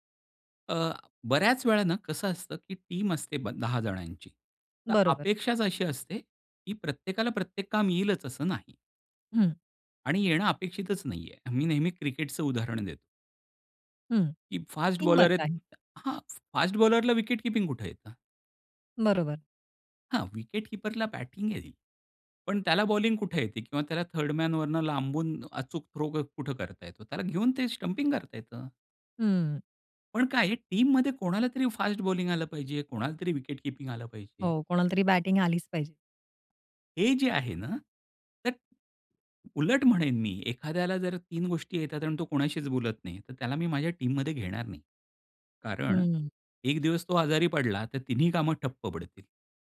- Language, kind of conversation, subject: Marathi, podcast, फीडबॅक देताना तुमची मांडणी कशी असते?
- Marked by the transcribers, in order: in English: "टीम"; tapping; in English: "टीमवर्क"; other background noise; in English: "टीममध्ये"; in English: "टीममध्ये"